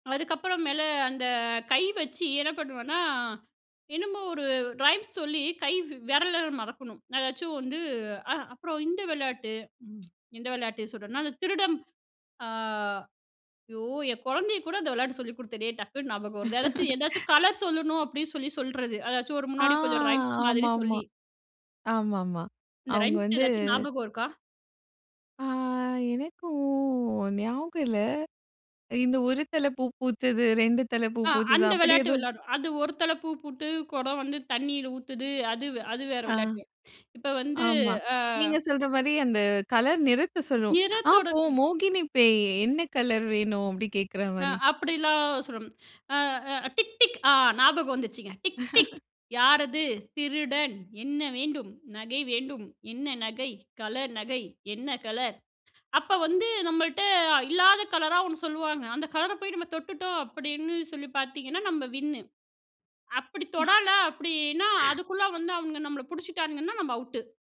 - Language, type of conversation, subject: Tamil, podcast, சிறுவயதில் நீங்கள் அதிகமாக விளையாடிய விளையாட்டு எது, அதைப் பற்றி சொல்ல முடியுமா?
- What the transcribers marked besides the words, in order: in English: "ரைம்ஸ்"; tsk; laugh; drawn out: "ஆ"; in English: "ரைம்ஸ்"; drawn out: "ஆ, எனக்கும்"; "போட்டு" said as "பூட்டு"; unintelligible speech; laugh; in English: "வின்"; sigh